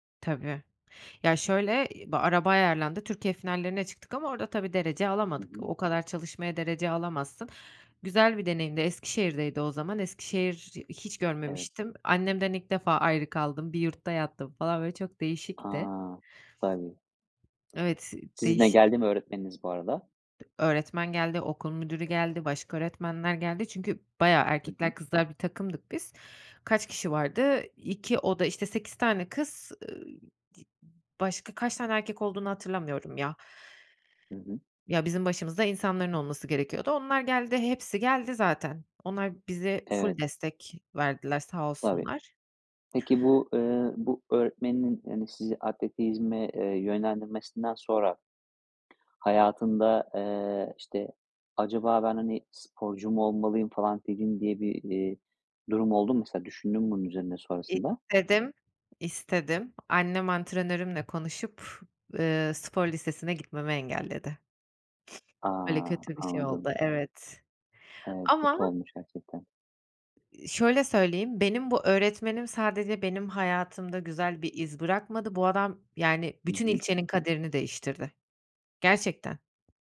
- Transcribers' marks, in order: tapping; other background noise; unintelligible speech
- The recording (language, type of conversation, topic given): Turkish, podcast, Bir öğretmen seni en çok nasıl etkiler?